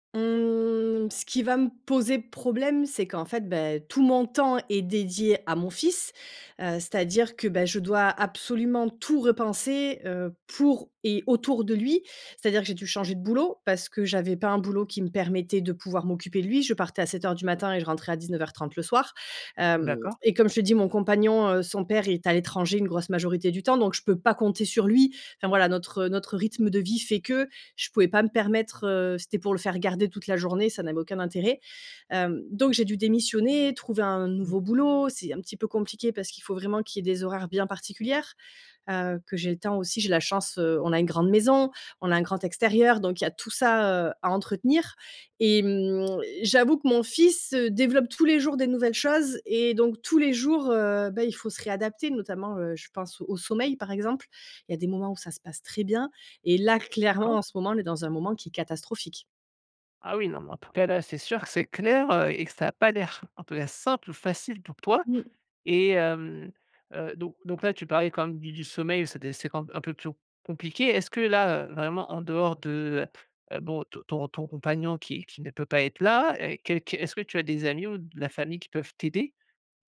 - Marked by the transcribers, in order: drawn out: "Mmh"; other background noise; stressed: "pour"; stressed: "maison"; stressed: "clairement"
- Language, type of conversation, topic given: French, advice, Comment la naissance de votre enfant a-t-elle changé vos routines familiales ?